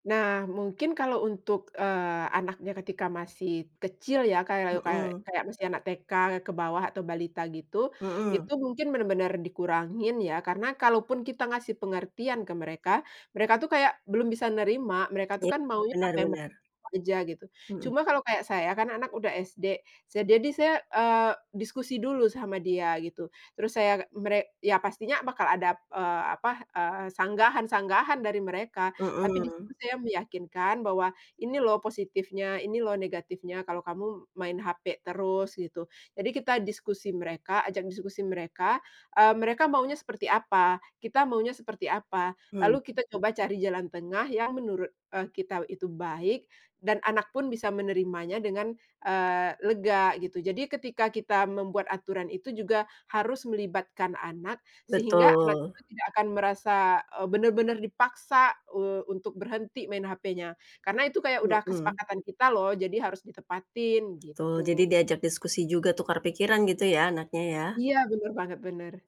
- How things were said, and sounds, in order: tapping; other background noise
- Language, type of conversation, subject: Indonesian, podcast, Apa cara paling masuk akal untuk mengatur penggunaan gawai anak?